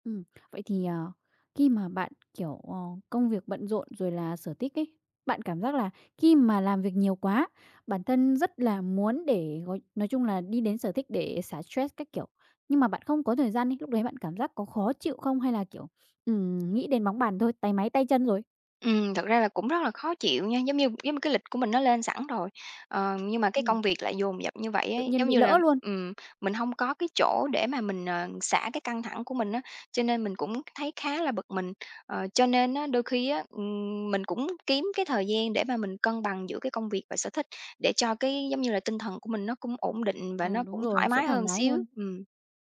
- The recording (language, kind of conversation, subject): Vietnamese, podcast, Bạn cân bằng công việc và sở thích ra sao?
- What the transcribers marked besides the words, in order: tapping